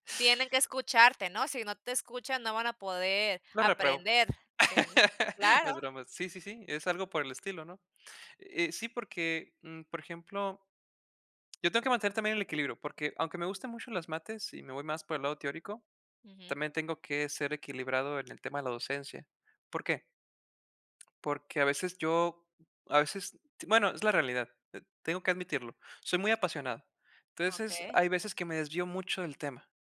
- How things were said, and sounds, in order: laugh; tapping; other noise; "Entonces" said as "Tueses"
- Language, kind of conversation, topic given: Spanish, podcast, ¿Cómo equilibras lo que te exige el trabajo con quién eres?